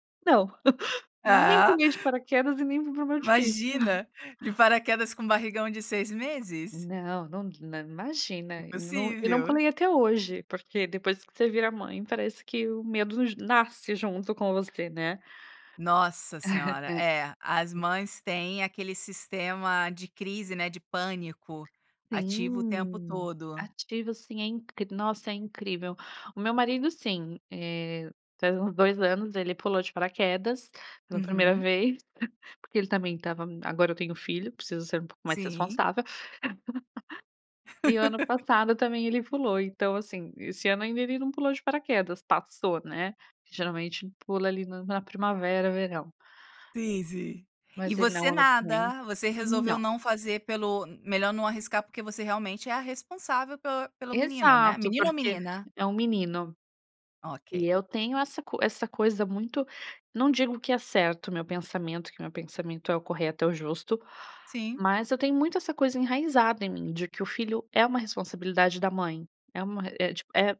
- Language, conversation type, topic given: Portuguese, podcast, Como decidir se é melhor ter filhos agora ou mais adiante?
- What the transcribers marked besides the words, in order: laugh; laugh; unintelligible speech